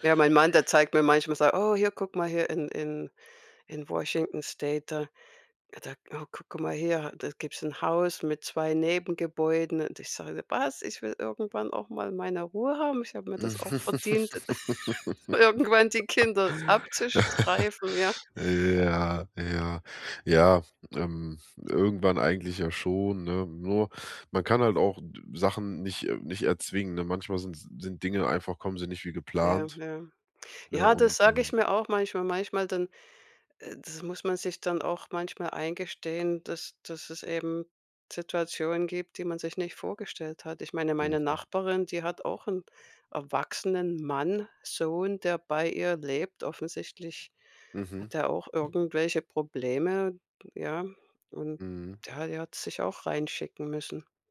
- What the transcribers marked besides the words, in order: other background noise; laugh; laugh; tapping
- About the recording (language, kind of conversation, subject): German, advice, Wie gehen Sie mit anhaltenden finanziellen Sorgen und Zukunftsängsten um?